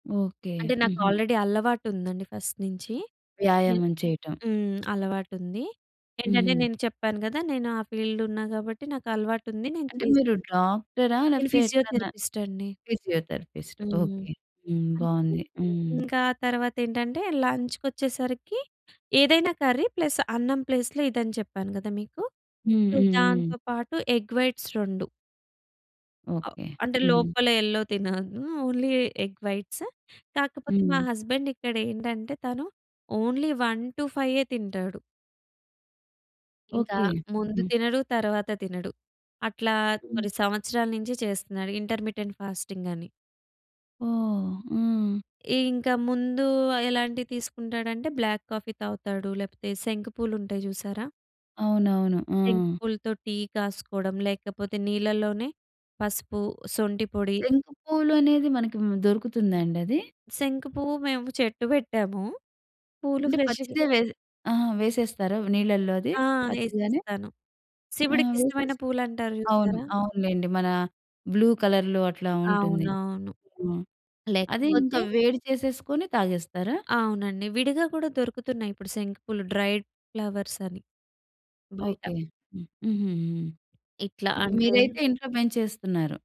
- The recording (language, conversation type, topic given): Telugu, podcast, కుటుంబంతో కలిసి ఆరోగ్యకరమైన దినచర్యను ఎలా ఏర్పాటు చేసుకుంటారు?
- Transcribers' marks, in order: in English: "ఆల్రెడీ"; in English: "ఫస్ట్"; in English: "ఫీల్డ్"; in English: "ఫిజియోథెరపిస్ట్"; in English: "ఫిజియోథెరపిస్ట్"; tapping; in English: "లంచ్‌కొచ్చేసరికి"; in English: "కర్రీ ప్లస్"; in English: "ప్లేస్‌లొ"; in English: "ప్లస్"; in English: "ఎగ్ వైట్స్"; other noise; in English: "యెల్లో"; in English: "ఓన్లీ ఎగ్ వైట్స్"; in English: "ఓన్లీ వన్ టూ ఫైయే"; in English: "ఇంటర్మిటెంట్ ఫాస్టింగ్"; in English: "బ్లాక్ కాఫీ"; in English: "ఫ్రెష్‌గా"; in English: "బ్లూ కలర్‌లో"; in English: "డ్రైడ్ ఫ్లవర్స్"